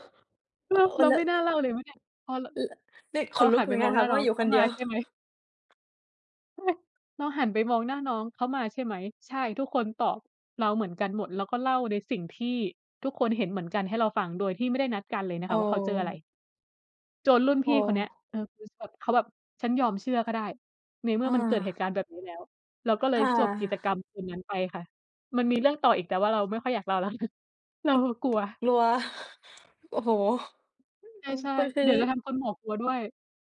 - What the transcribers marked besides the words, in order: other noise; tapping; other background noise; chuckle
- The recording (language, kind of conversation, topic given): Thai, unstructured, คุณเคยรู้สึกขัดแย้งกับคนที่มีความเชื่อต่างจากคุณไหม?